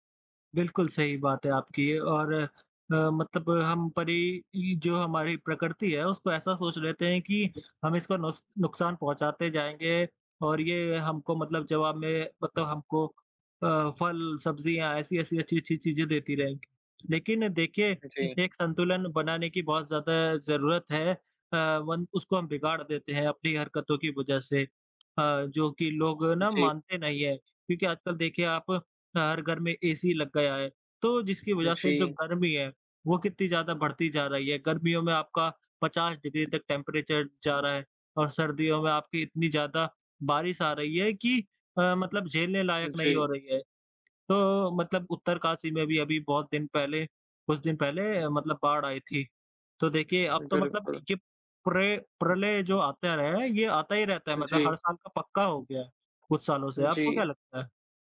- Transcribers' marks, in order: tapping; other background noise; in English: "टेंपरेचर"
- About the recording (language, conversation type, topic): Hindi, unstructured, क्या जलवायु परिवर्तन को रोकने के लिए नीतियाँ और अधिक सख्त करनी चाहिए?